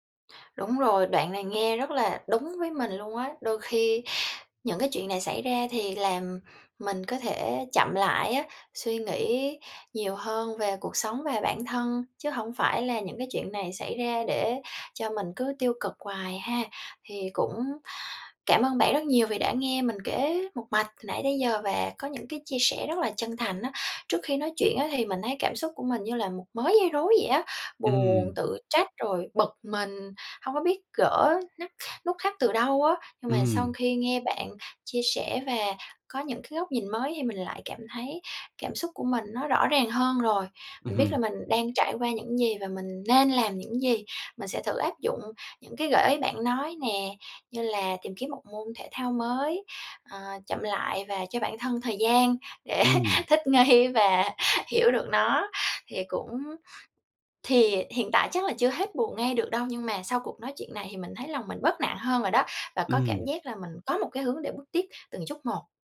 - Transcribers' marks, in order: tapping; other background noise; laughing while speaking: "để"; laughing while speaking: "nghi"
- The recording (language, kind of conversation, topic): Vietnamese, advice, Làm sao để mình vượt qua cú chia tay đột ngột và xử lý cảm xúc của mình?